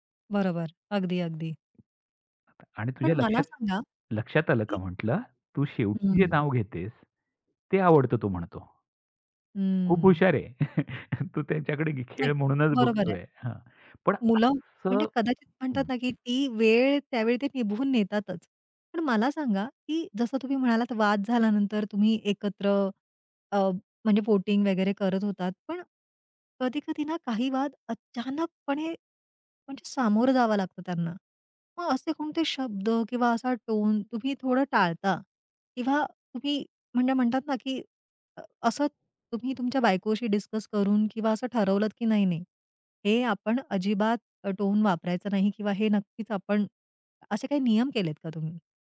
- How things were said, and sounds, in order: tapping; other background noise; chuckle
- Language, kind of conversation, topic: Marathi, podcast, लहान मुलांसमोर वाद झाल्यानंतर पालकांनी कसे वागायला हवे?